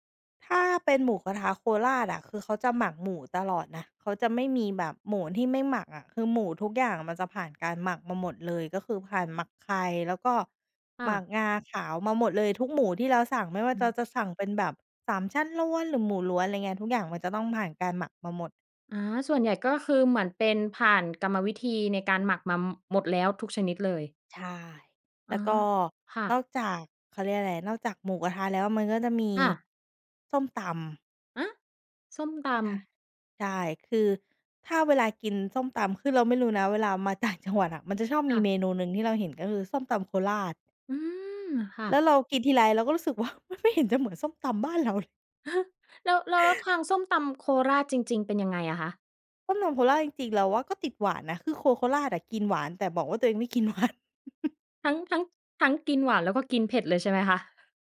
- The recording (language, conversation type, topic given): Thai, podcast, อาหารบ้านเกิดที่คุณคิดถึงที่สุดคืออะไร?
- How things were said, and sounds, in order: other background noise; laughing while speaking: "มันไม่เห็นจะเหมือนส้มตำบ้านเราเลย"; chuckle; chuckle